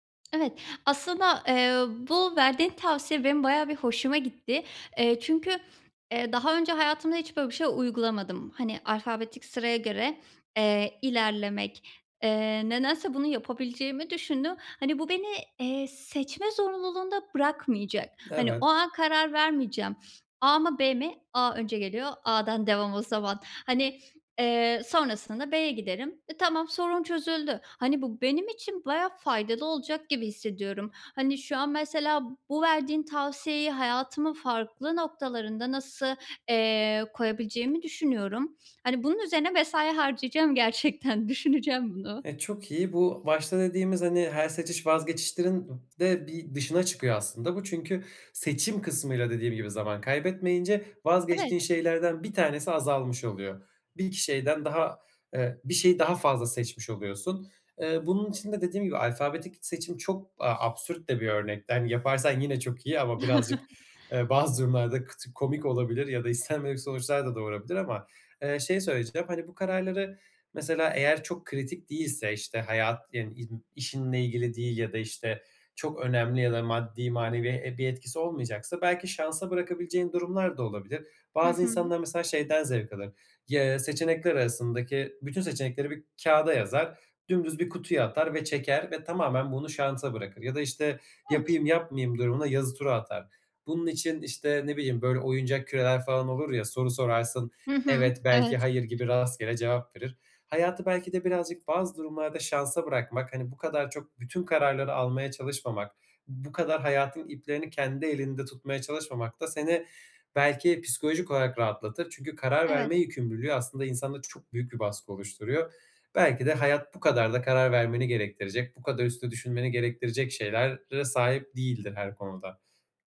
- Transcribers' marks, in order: other background noise; laughing while speaking: "gerçekten"; other noise; chuckle; laughing while speaking: "istenmedik"
- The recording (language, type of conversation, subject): Turkish, advice, Seçenek çok olduğunda daha kolay nasıl karar verebilirim?